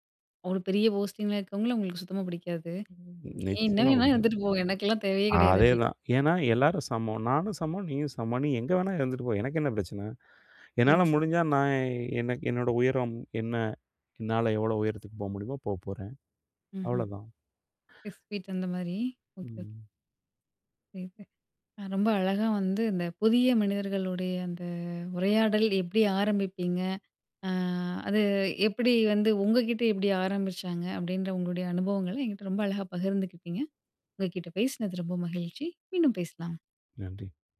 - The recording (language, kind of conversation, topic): Tamil, podcast, புதிய மனிதர்களுடன் உரையாடலை எவ்வாறு தொடங்குவீர்கள்?
- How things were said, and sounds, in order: other background noise; breath; unintelligible speech